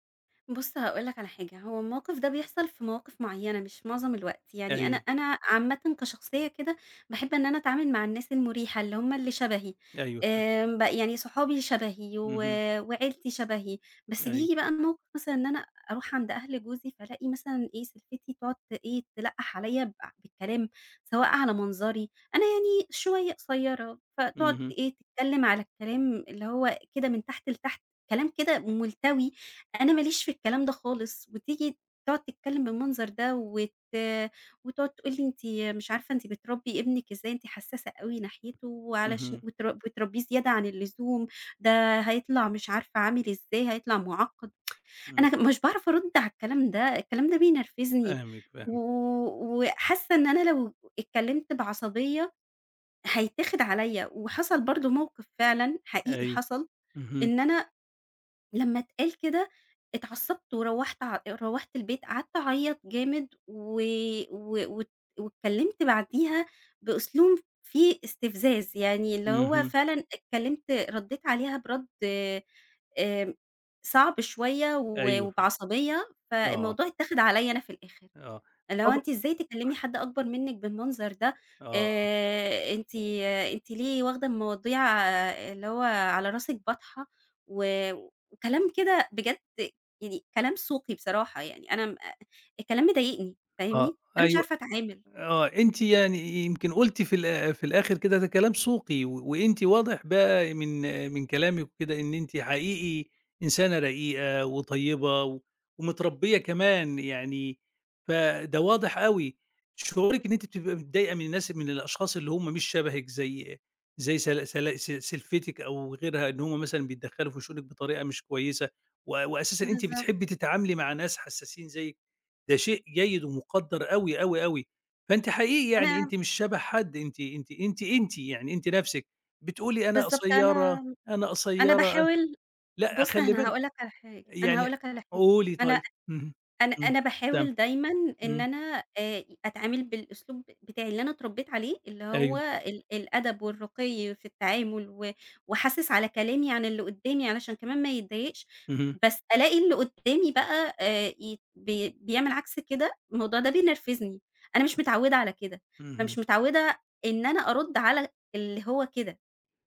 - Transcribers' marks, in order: other background noise; tsk; tapping; other noise
- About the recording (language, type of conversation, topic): Arabic, advice, إزاي أقدر أعبّر عن مشاعري من غير ما أكتم الغضب جوايا؟